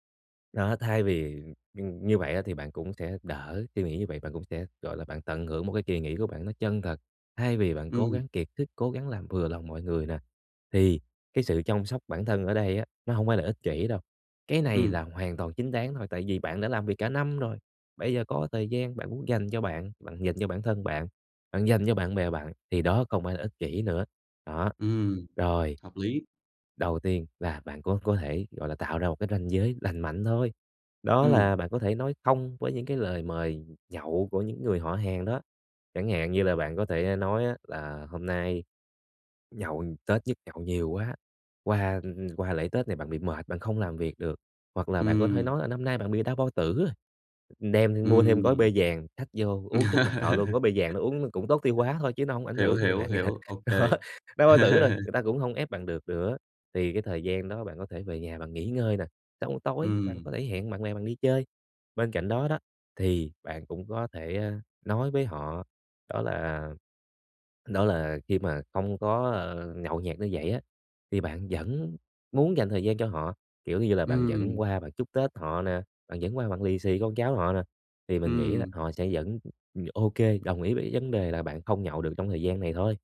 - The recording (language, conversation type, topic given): Vietnamese, advice, Làm thế nào để giảm căng thẳng khi phải đi dự tiệc và họp mặt gia đình trong kỳ nghỉ lễ?
- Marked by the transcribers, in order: tapping; laugh; other background noise; laughing while speaking: "bạn cả. Đó"; laugh